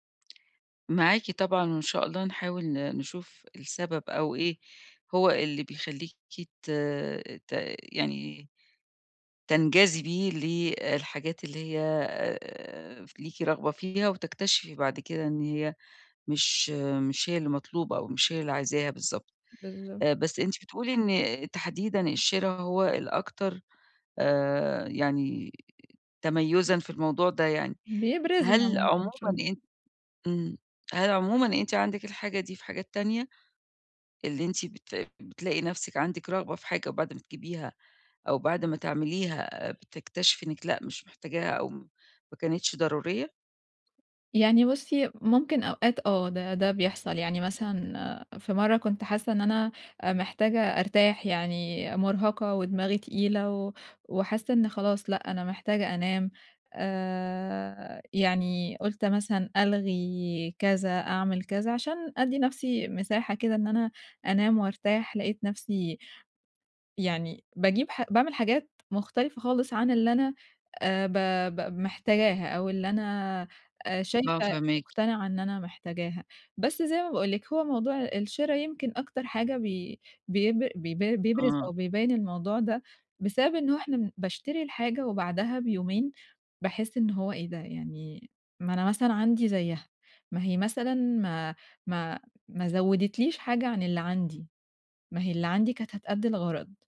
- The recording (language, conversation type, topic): Arabic, advice, إزاي أفرق بين الحاجة الحقيقية والرغبة اللحظية وأنا بتسوق وأتجنب الشراء الاندفاعي؟
- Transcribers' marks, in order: other background noise; tapping